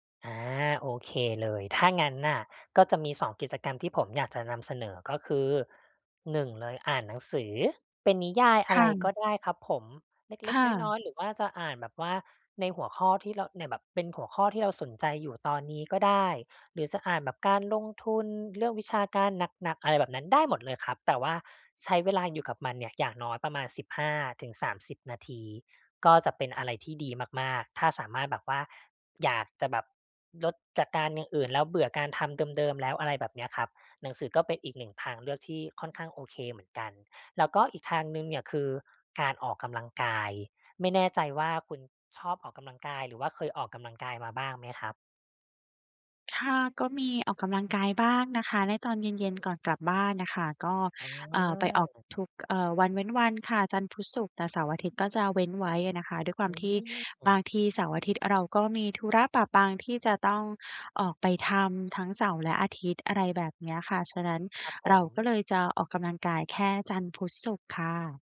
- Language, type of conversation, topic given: Thai, advice, จะจัดการเวลาว่างที่บ้านอย่างไรให้สนุกและได้พักผ่อนโดยไม่เบื่อ?
- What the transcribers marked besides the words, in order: other background noise